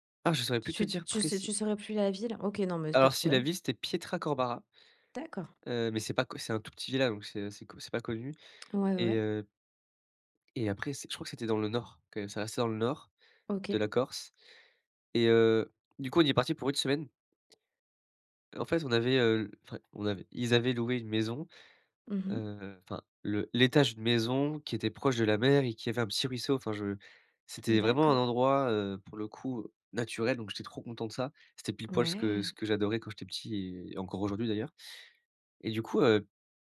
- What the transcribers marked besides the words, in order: none
- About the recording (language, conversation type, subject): French, podcast, As-tu un souvenir d’enfance lié à la nature ?